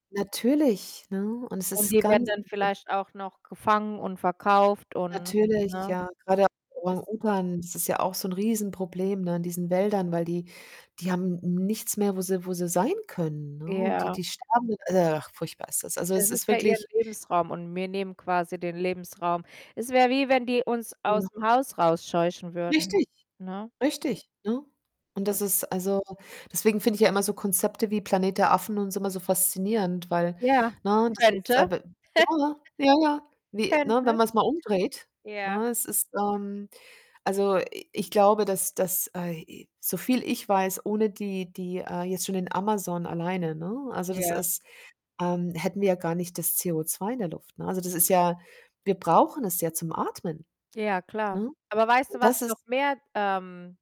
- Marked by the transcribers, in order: distorted speech; unintelligible speech; unintelligible speech; tapping; chuckle
- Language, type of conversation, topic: German, unstructured, Warum sind Wälder so wichtig für unseren Planeten?